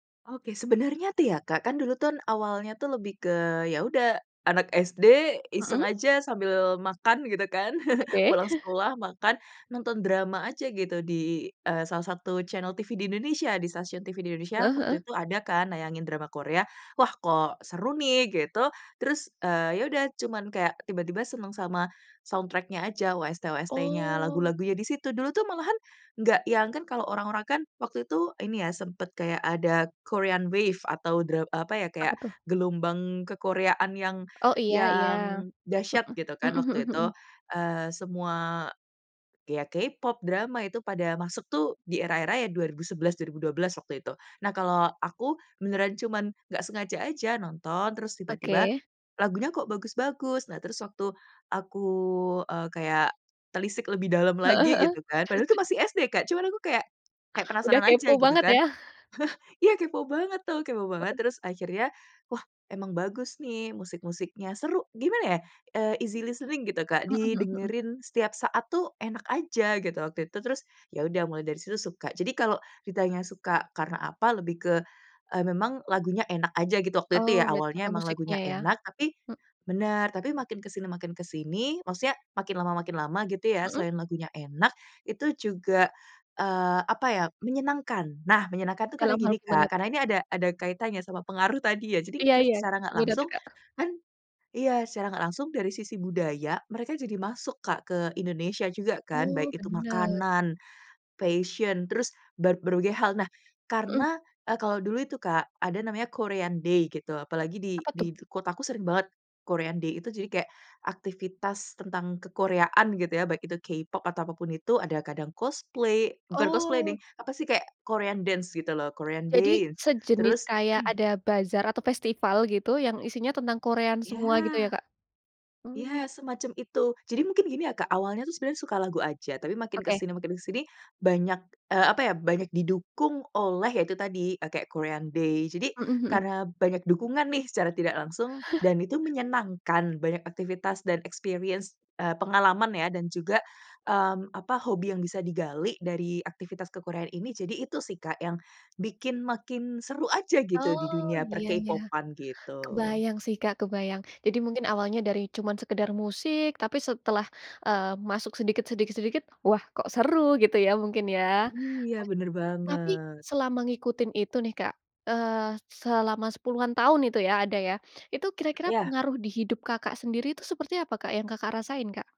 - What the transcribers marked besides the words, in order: chuckle; in English: "soundtrack-nya"; in English: "Korean wave"; other background noise; unintelligible speech; chuckle; in English: "easy listening"; tapping; in English: "Korean day"; in English: "Korean day"; in English: "cosplay"; in English: "cosplay"; in English: "Korean dance"; in English: "Korean dance"; throat clearing; in English: "Korean"; in English: "Korean Day"; in English: "experience"
- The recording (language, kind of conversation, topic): Indonesian, podcast, Bagaimana menurutmu pengaruh K-pop di Indonesia saat ini?